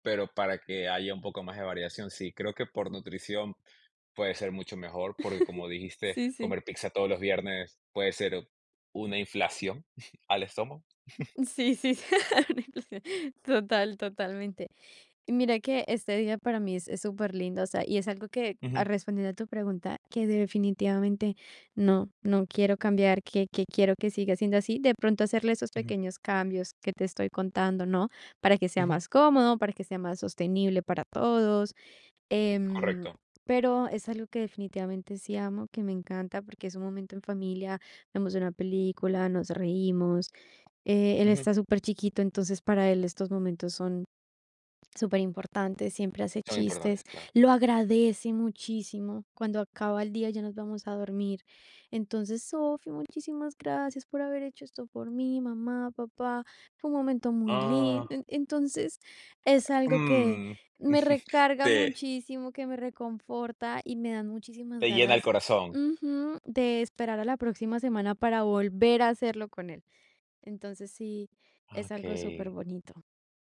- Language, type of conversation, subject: Spanish, podcast, ¿Tienes alguna tradición gastronómica familiar que te reconforte?
- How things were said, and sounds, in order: chuckle; chuckle; laughing while speaking: "una inflación"; other noise; chuckle